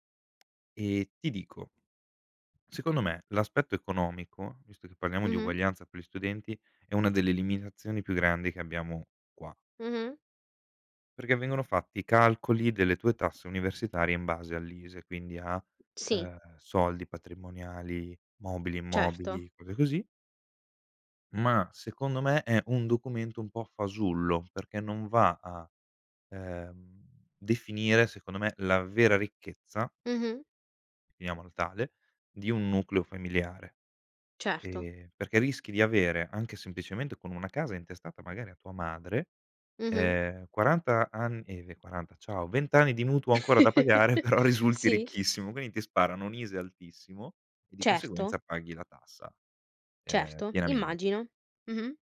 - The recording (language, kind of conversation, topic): Italian, unstructured, Credi che la scuola sia uguale per tutti gli studenti?
- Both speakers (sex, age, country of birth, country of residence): female, 20-24, Italy, Italy; male, 25-29, Italy, Italy
- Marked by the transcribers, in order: tapping; chuckle; laughing while speaking: "però, risulti ricchissimo"